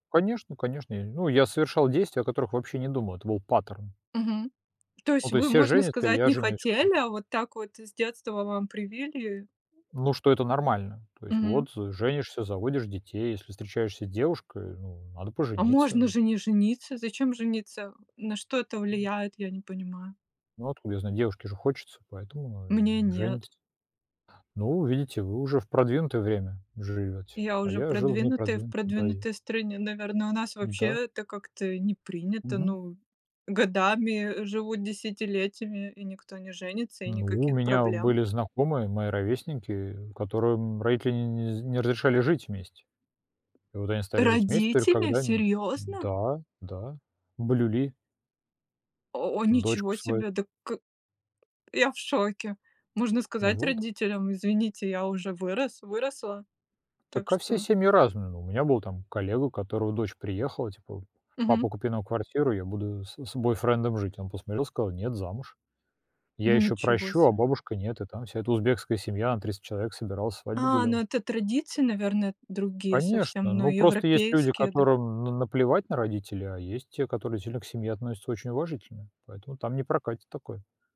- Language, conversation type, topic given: Russian, unstructured, Как понять, что ты влюблён?
- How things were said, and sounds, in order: other background noise; tapping